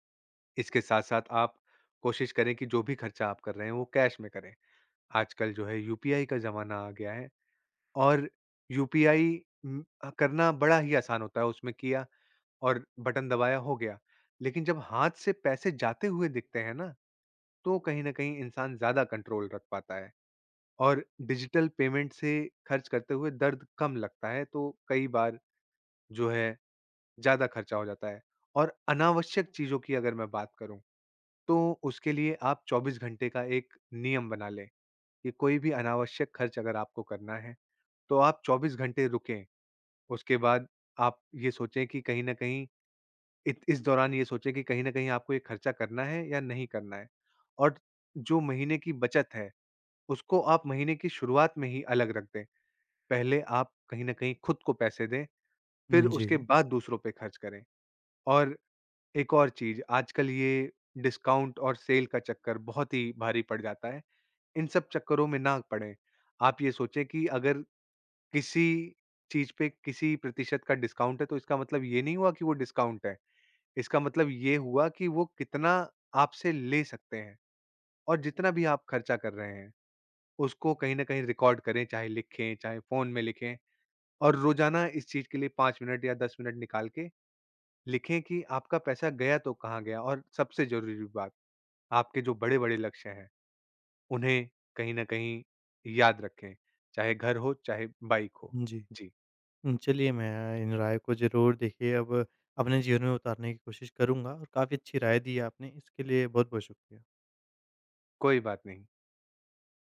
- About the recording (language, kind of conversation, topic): Hindi, advice, आवेग में की गई खरीदारी से आपका बजट कैसे बिगड़ा और बाद में आपको कैसा लगा?
- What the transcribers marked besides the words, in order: in English: "कंट्रोल"; in English: "डिजिटल पेमेंट"; in English: "डिस्काउंट"; in English: "सेल"; in English: "डिस्काउंट"; in English: "डिस्काउंट"